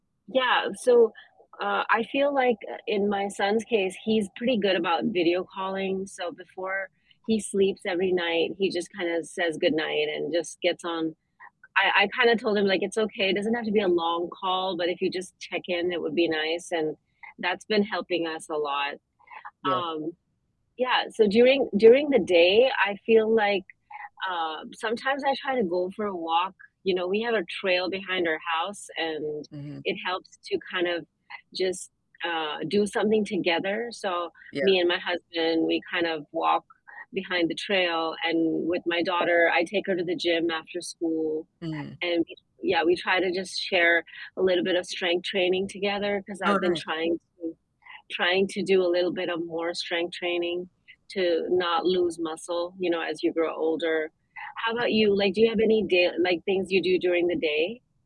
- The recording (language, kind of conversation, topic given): English, unstructured, What everyday moments, rituals, or gestures help you feel close and connected to the people in your life these days?
- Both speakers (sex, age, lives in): female, 50-54, United States; male, 35-39, United States
- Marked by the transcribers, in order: mechanical hum; tapping; other background noise; unintelligible speech